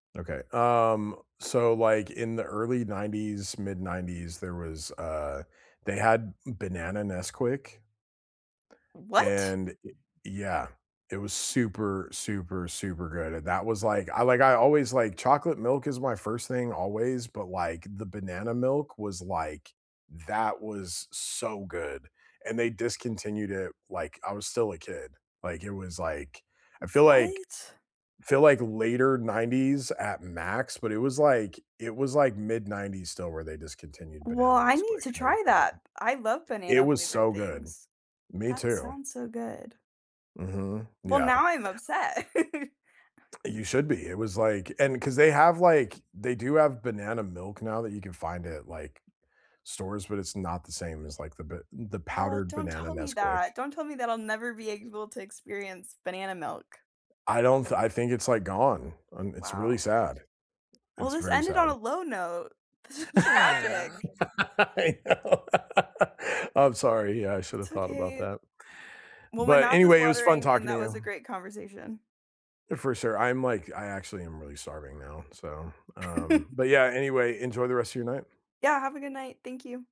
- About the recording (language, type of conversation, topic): English, unstructured, What’s your go-to comfort food?
- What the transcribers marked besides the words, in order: surprised: "What?"; laugh; other background noise; laugh; laughing while speaking: "I know"; laugh; laugh